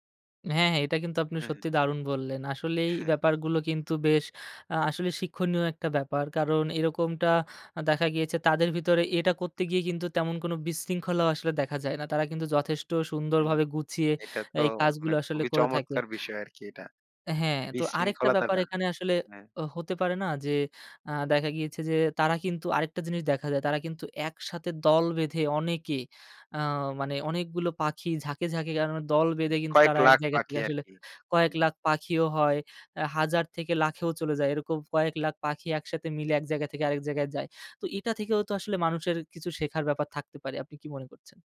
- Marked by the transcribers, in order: other background noise
- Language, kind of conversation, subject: Bengali, podcast, পাখিদের অভিবাসন থেকে তুমি কী শেখো?